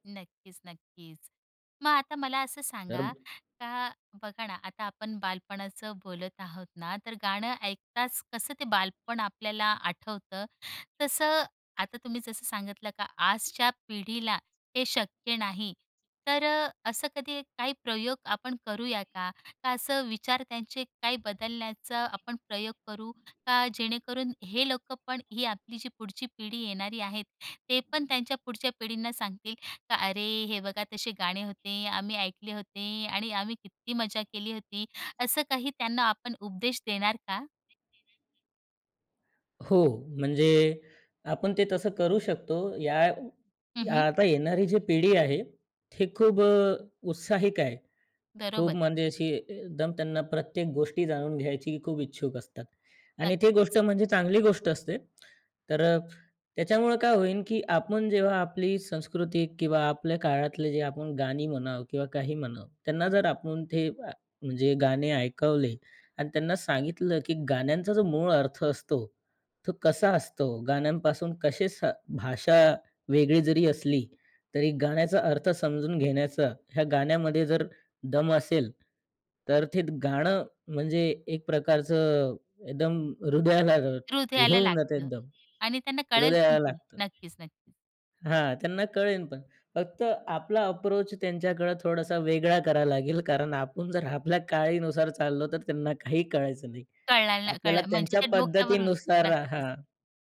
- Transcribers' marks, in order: other background noise; background speech; tapping
- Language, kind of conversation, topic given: Marathi, podcast, एखादं गाणं ऐकताच तुम्हाला बालपण लगेच आठवतं का?